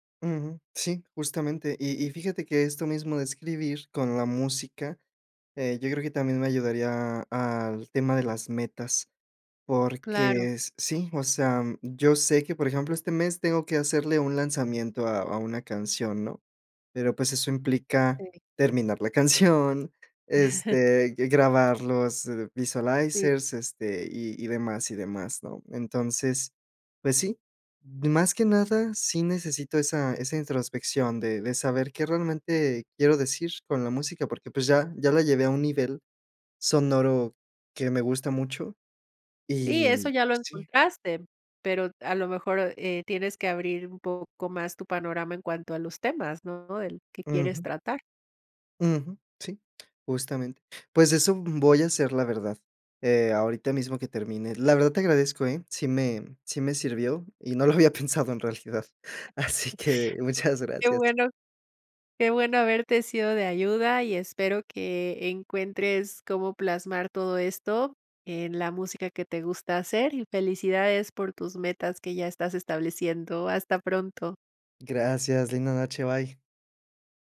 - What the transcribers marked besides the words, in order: chuckle; other background noise; in English: "visualizers"; tapping; other noise; laughing while speaking: "lo había pensado en realidad. Así que, muchas gracias"; laugh
- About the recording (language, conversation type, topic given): Spanish, advice, ¿Cómo puedo medir mi mejora creativa y establecer metas claras?